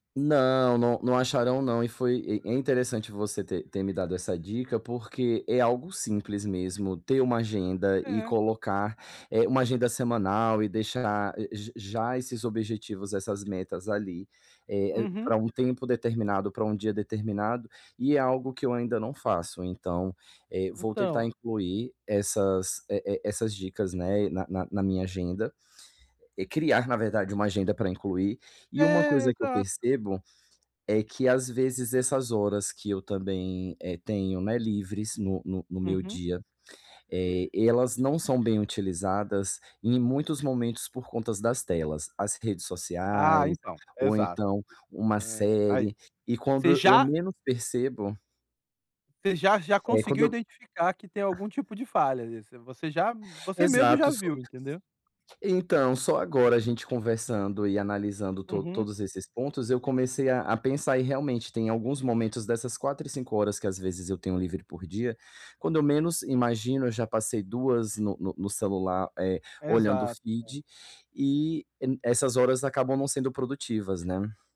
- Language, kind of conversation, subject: Portuguese, advice, Como posso proteger melhor meu tempo e meu espaço pessoal?
- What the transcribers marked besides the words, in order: other background noise; tapping; in English: "feed"